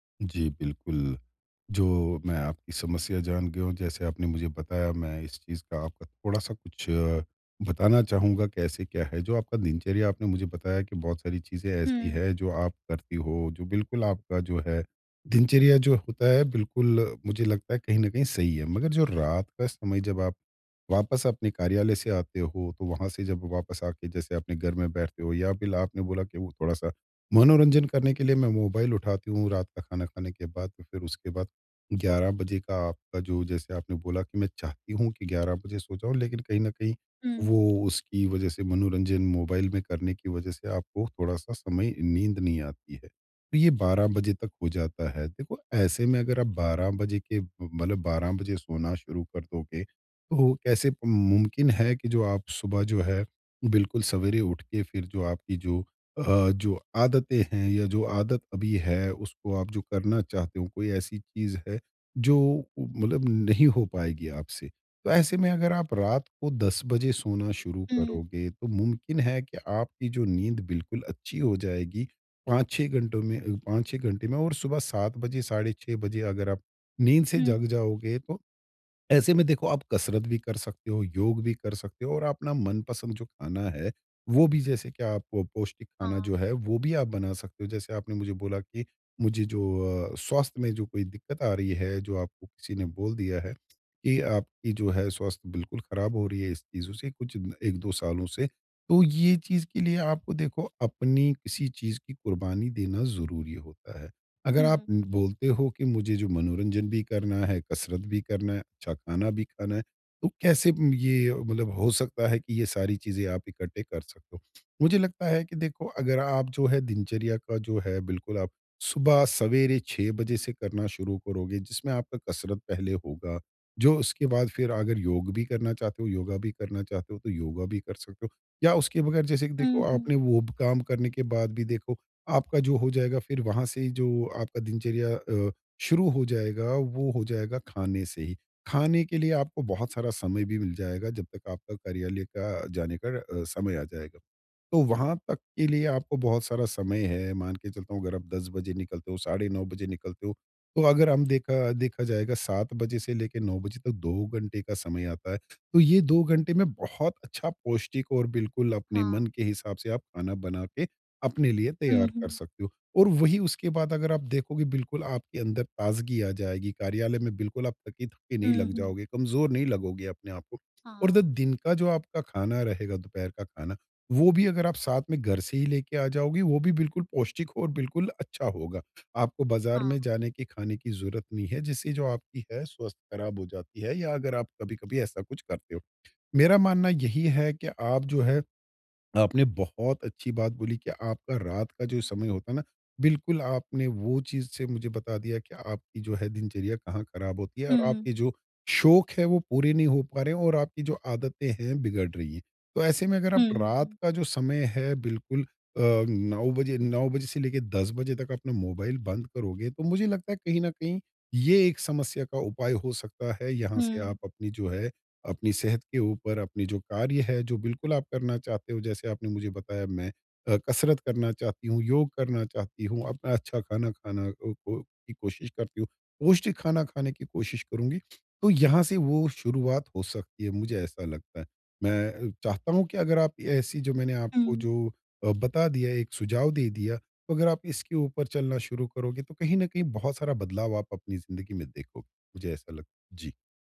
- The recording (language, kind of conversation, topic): Hindi, advice, मैं अपनी अच्छी आदतों को लगातार कैसे बनाए रख सकता/सकती हूँ?
- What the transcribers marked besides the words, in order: tapping; other background noise